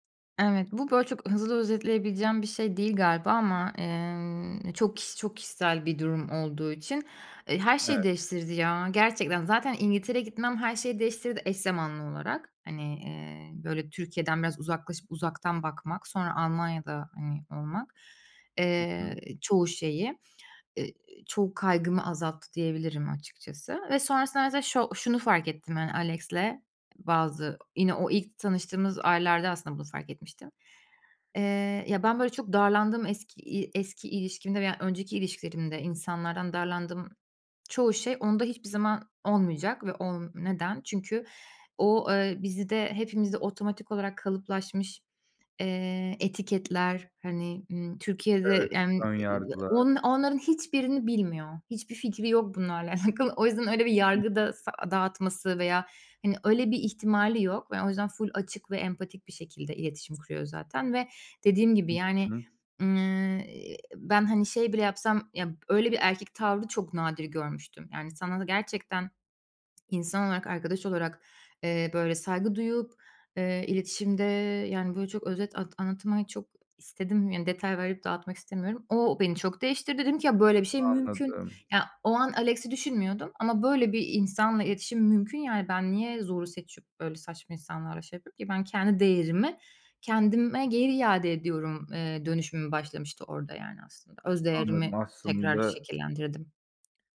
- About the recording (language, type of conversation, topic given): Turkish, podcast, Hayatınızı tesadüfen değiştiren biriyle hiç karşılaştınız mı?
- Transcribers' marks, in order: other background noise; laughing while speaking: "alakalı"; swallow